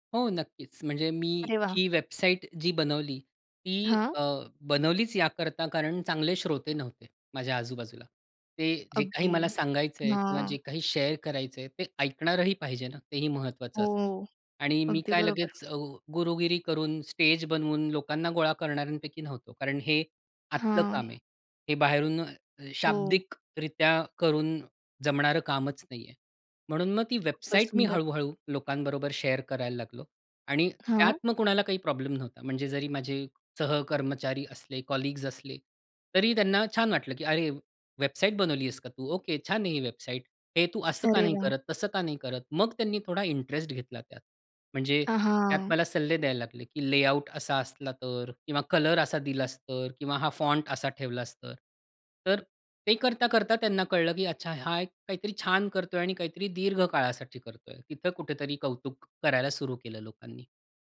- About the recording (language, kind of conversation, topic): Marathi, podcast, या उपक्रमामुळे तुमच्या आयुष्यात नेमका काय बदल झाला?
- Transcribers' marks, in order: tapping; other noise; other background noise; in English: "शेअर"; in English: "शेअर"; in English: "कलीग्स"